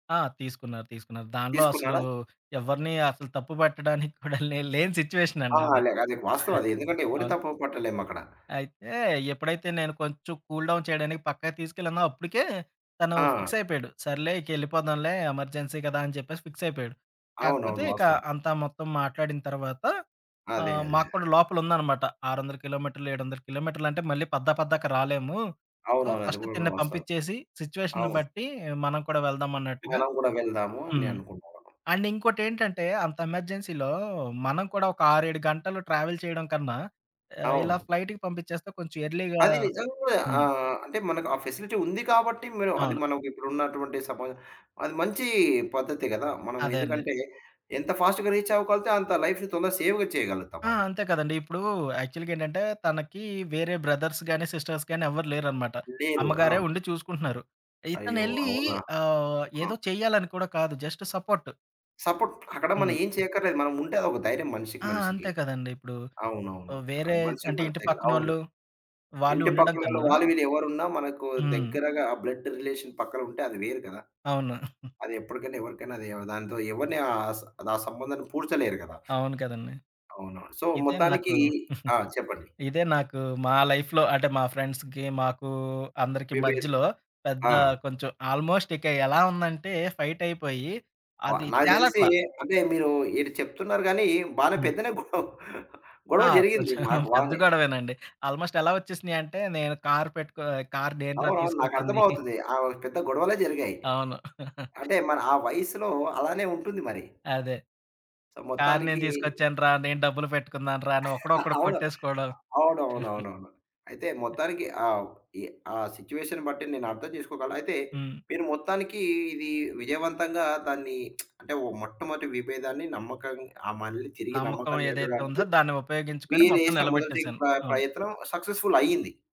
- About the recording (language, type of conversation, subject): Telugu, podcast, మధ్యలో విభేదాలున్నప్పుడు నమ్మకం నిలబెట్టుకోవడానికి మొదటి అడుగు ఏమిటి?
- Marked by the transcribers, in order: other background noise; giggle; in English: "కూల్ డౌన్"; in English: "ఎమర్జెన్సీ"; in English: "సో, ఫస్ట్"; in English: "సిట్యుయేషన్‌ని"; in English: "అండ్"; in English: "ఎమర్జెన్సీలో"; in English: "ట్రావెల్"; in English: "ఫ్లైట్‌కి"; in English: "ఎర్లీగా"; in English: "ఫెసిలిటీ"; in English: "ఫాస్ట్‌గా రీచ్"; in English: "లైఫ్‌ని"; in English: "సేవ్‌గా"; in English: "యాక్చువల్‌గా"; in English: "బ్రదర్స్"; in English: "సిస్టర్స్"; in English: "సపోర్ట్"; in English: "బ్లడ్ రిలేషన్"; giggle; in English: "సో"; giggle; tapping; in English: "లైఫ్‌లో"; in English: "ఫ్రెండ్స్‌కి"; in English: "ఆల్మోస్ట్"; in English: "ఫైట్"; chuckle; in English: "ఆల్మోస్ట్"; chuckle; chuckle; chuckle; chuckle; in English: "సిట్యుయేషన్"; lip smack; in English: "సక్సెస్‌ఫుల్"